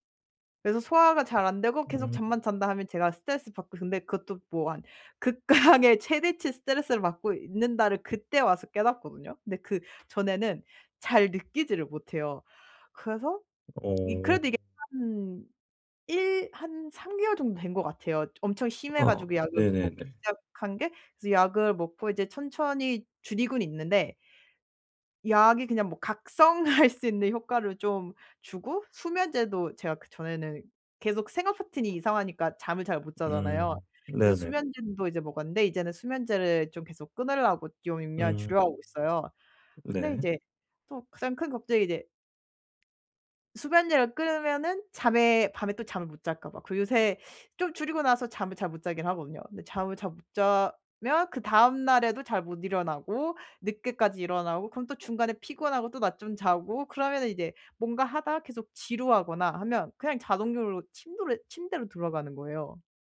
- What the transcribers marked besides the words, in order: laughing while speaking: "극강의"; other background noise; laughing while speaking: "각성할 수"; "수면제도" said as "수면젠도"; tapping
- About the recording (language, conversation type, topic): Korean, advice, 요즘 지루함과 번아웃을 어떻게 극복하면 좋을까요?